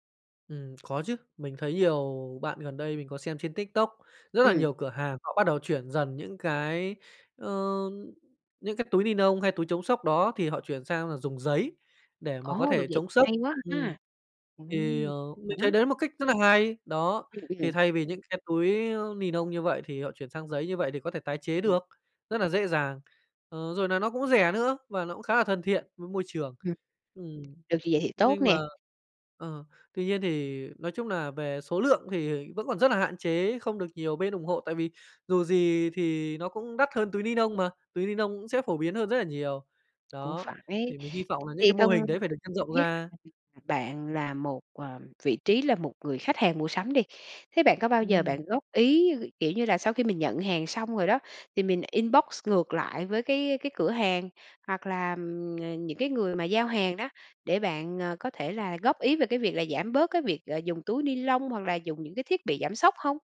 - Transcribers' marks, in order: other background noise; tapping; unintelligible speech; in English: "inbox"
- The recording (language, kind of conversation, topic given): Vietnamese, podcast, Bạn thường làm gì để giảm rác thải nhựa trong gia đình?